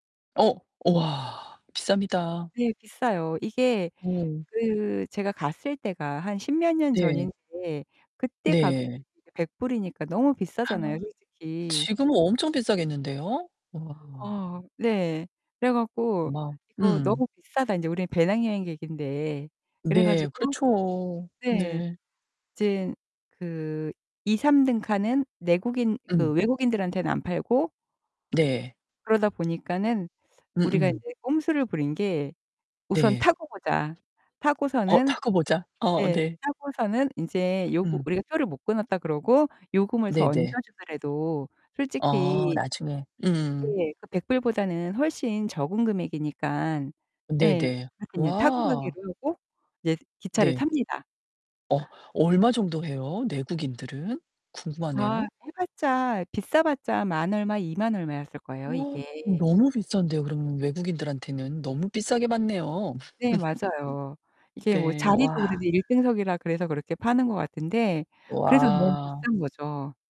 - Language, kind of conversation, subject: Korean, podcast, 여행 중에 누군가에게 도움을 받거나 도움을 준 적이 있으신가요?
- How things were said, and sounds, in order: tapping; distorted speech; gasp; other background noise; laugh; static